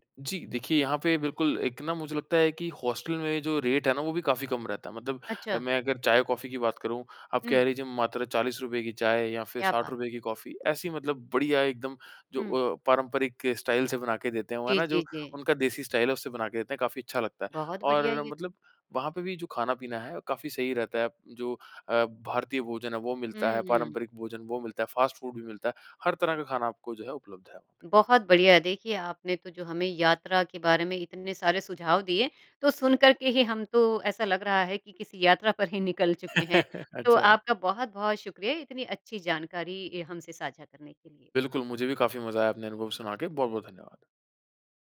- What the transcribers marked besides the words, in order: in English: "रेट"; in English: "स्टाइल"; in English: "स्टाइल"; in English: "फ़ास्ट फ़ूड"; chuckle
- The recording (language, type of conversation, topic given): Hindi, podcast, बजट में यात्रा करने के आपके आसान सुझाव क्या हैं?